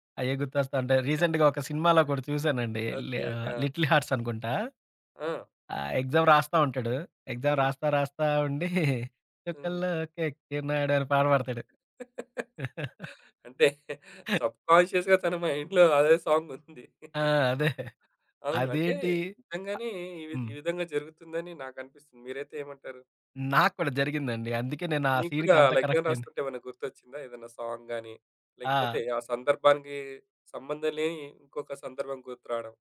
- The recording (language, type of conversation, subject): Telugu, podcast, ఆలోచనలు వేగంగా పరుగెత్తుతున్నప్పుడు వాటిని ఎలా నెమ్మదింపచేయాలి?
- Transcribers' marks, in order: chuckle; in English: "రీసెంట్‍గా"; in English: "లిటిల్ హార్ట్స్"; in English: "ఎక్సామ్"; in English: "ఎక్సామ్"; chuckle; singing: "చుక్కల్లోకెక్కినాడు"; other background noise; laughing while speaking: "అంటే సబ్ కాన్షియస్‍గా తన మైండ్‌లో అదే సాంగ్ ఉంది"; in English: "సబ్ కాన్షియస్‍గా"; laugh; in English: "మైండ్‌లో"; in English: "సాంగ్"; chuckle; in English: "సీన్‍కి"; in English: "ఎగ్సామ్"; in English: "సాంగ్"